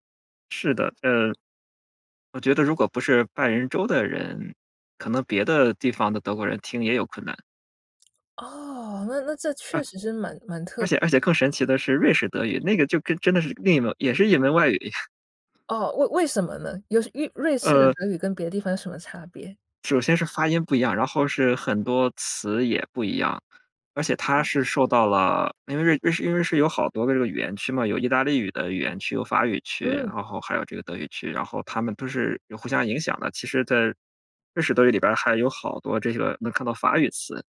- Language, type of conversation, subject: Chinese, podcast, 你能跟我们讲讲你的学习之路吗？
- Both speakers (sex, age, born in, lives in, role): female, 35-39, China, United States, host; male, 35-39, China, Germany, guest
- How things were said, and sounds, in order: chuckle